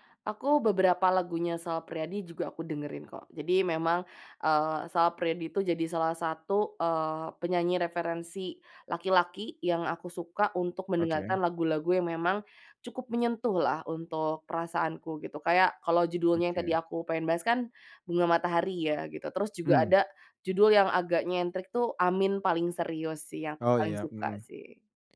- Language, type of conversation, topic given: Indonesian, podcast, Lagu apa yang ingin kamu ajarkan kepada anakmu kelak?
- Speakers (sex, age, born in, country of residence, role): female, 25-29, Indonesia, Indonesia, guest; male, 35-39, Indonesia, Indonesia, host
- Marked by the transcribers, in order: none